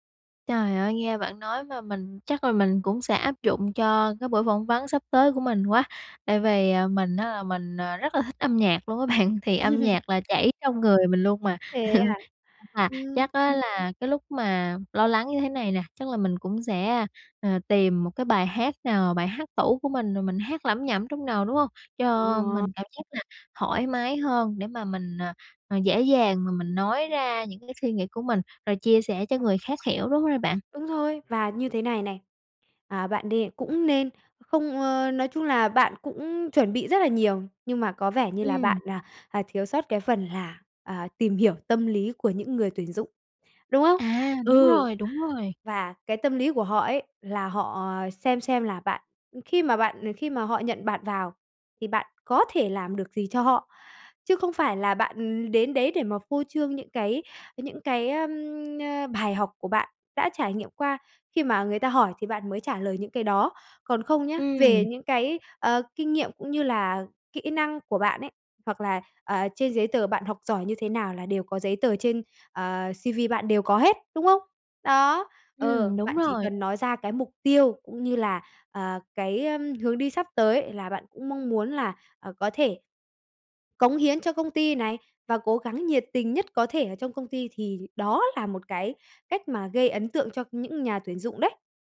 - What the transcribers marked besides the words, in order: laugh; tapping; laughing while speaking: "bạn"; laugh; unintelligible speech; alarm; in English: "C-V"
- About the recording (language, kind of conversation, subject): Vietnamese, advice, Làm thế nào để giảm lo lắng trước cuộc phỏng vấn hoặc một sự kiện quan trọng?